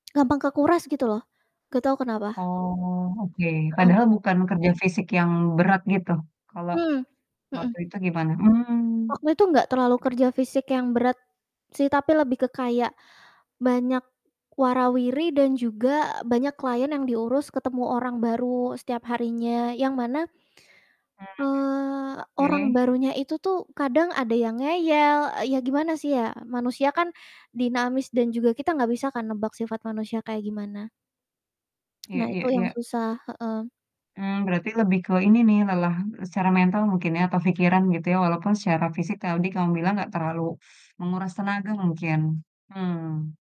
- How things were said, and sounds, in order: other background noise; static; distorted speech; "tadi" said as "taudi"; teeth sucking
- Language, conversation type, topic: Indonesian, podcast, Bagaimana kamu memilih antara mengejar passion dan mengejar gaji?